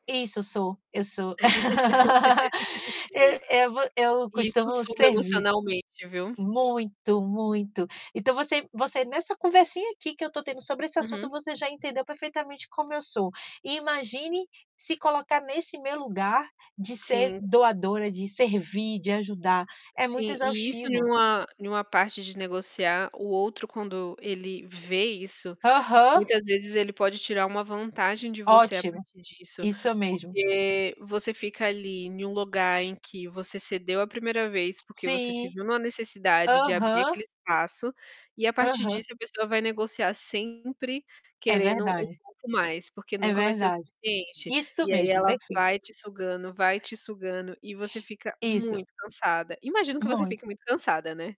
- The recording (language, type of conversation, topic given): Portuguese, unstructured, Qual é a importância de ouvir o outro lado durante uma negociação?
- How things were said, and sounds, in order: tapping; laugh; other background noise; distorted speech; static